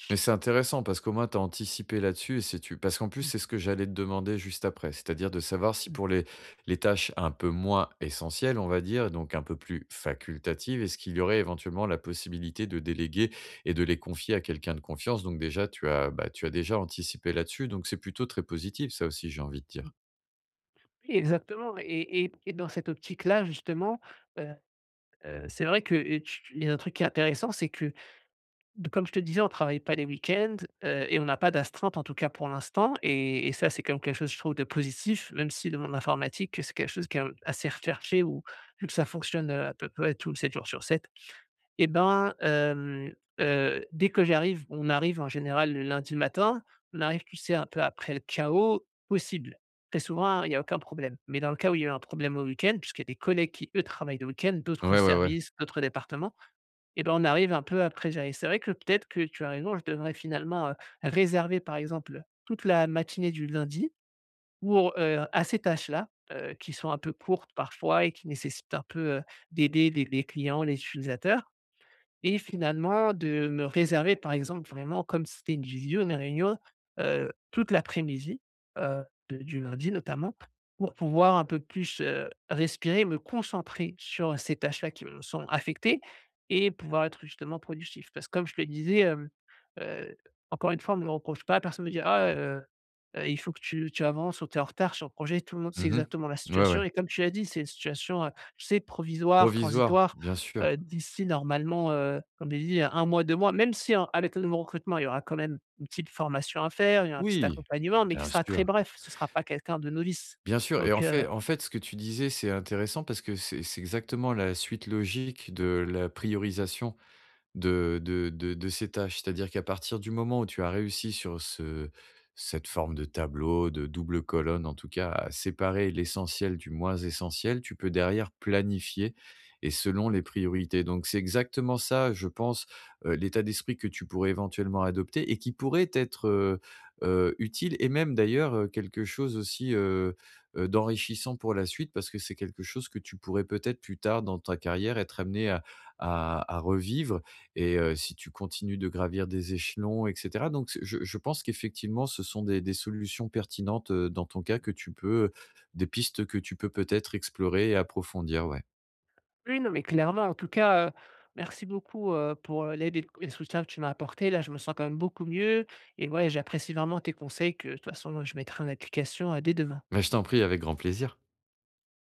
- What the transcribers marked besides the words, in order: stressed: "moins"; stressed: "facultatives"; stressed: "chaos"; stressed: "réserver"; other background noise; stressed: "concentrer"; stressed: "planifier"
- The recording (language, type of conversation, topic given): French, advice, Comment structurer ma journée pour rester concentré et productif ?